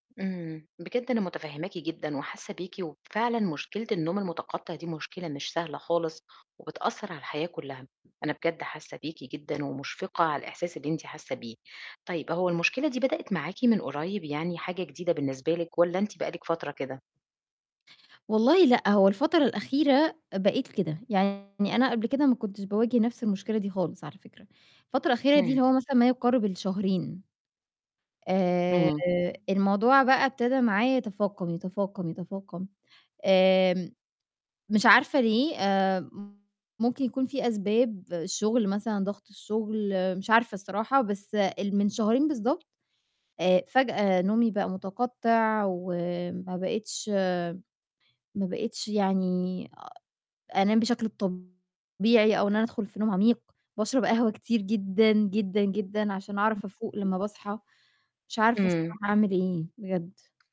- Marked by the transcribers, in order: distorted speech; other noise; unintelligible speech
- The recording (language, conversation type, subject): Arabic, advice, إيه اللي ممكن يخلّيني أنام نوم متقطع وأصحى كذا مرة بالليل؟